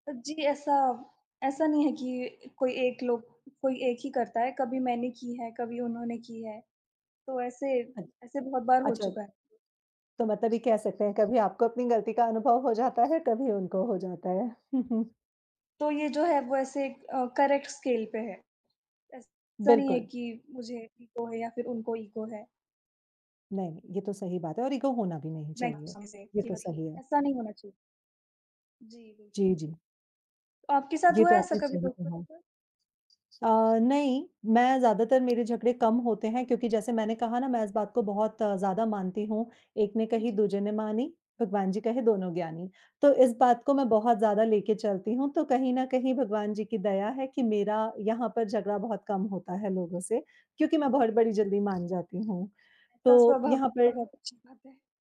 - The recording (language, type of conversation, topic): Hindi, unstructured, क्या झगड़े के बाद प्यार बढ़ सकता है, और आपका अनुभव क्या कहता है?
- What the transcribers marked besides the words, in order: other background noise; laughing while speaking: "जाता"; chuckle; in English: "करेक्ट स्केल"; in English: "ईगो"; in English: "ईगो"; in English: "ईगो"; unintelligible speech; other noise